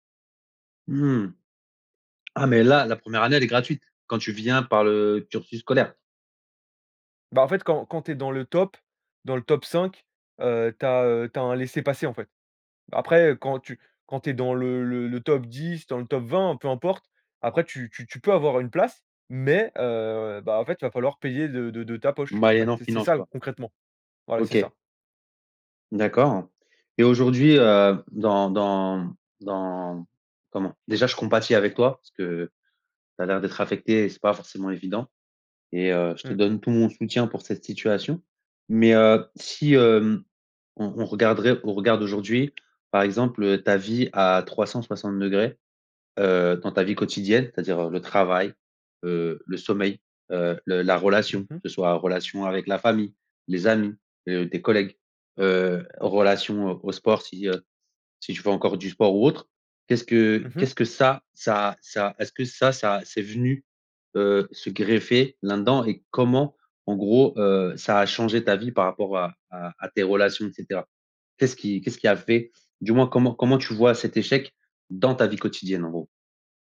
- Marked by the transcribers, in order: stressed: "Mais"; tapping
- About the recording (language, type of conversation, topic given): French, advice, Comment votre confiance en vous s’est-elle effondrée après une rupture ou un échec personnel ?